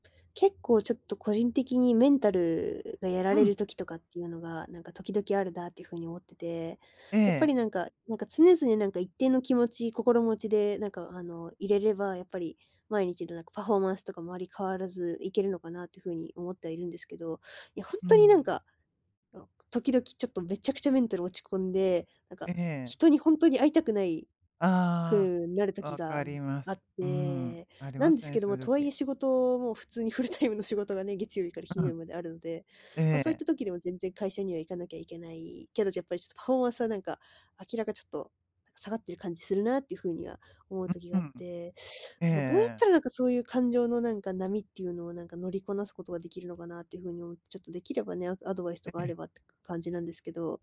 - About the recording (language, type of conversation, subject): Japanese, advice, 感情の波を穏やかにするには、どんな練習をすればよいですか？
- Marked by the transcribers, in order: laughing while speaking: "フルタイム"